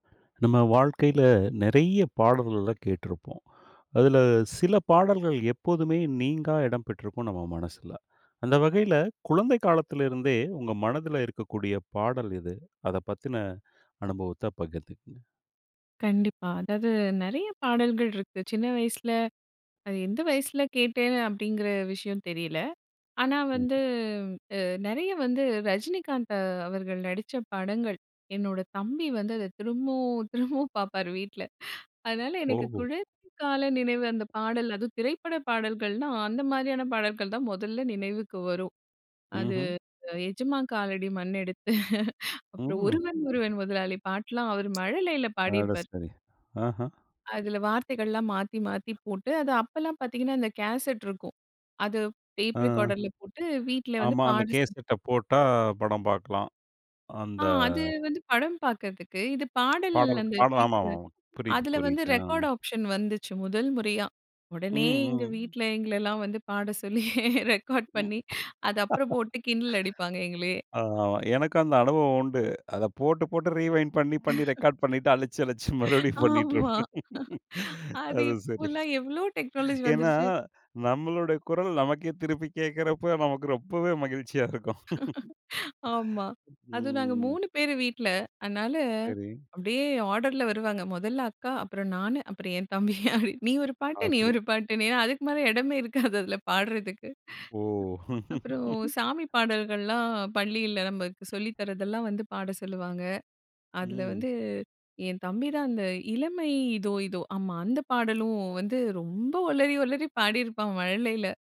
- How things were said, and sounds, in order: other noise; laugh; other background noise; laughing while speaking: "பாட சொல்லி ரெக்கார்ட் பண்ணி"; laugh; laugh; laughing while speaking: "ஆமா"; laugh; laughing while speaking: "ஏன்னா நம்மளுடைய குரல் நமக்கே திருப்பி கேட்கிறப்போ நமக்கு ரொம்பவே மகிழ்ச்சியா இருக்கும்"; laugh; laugh; laugh; laugh
- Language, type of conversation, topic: Tamil, podcast, குழந்தை பருவத்திலிருந்து உங்கள் மனதில் நிலைத்திருக்கும் பாடல் எது?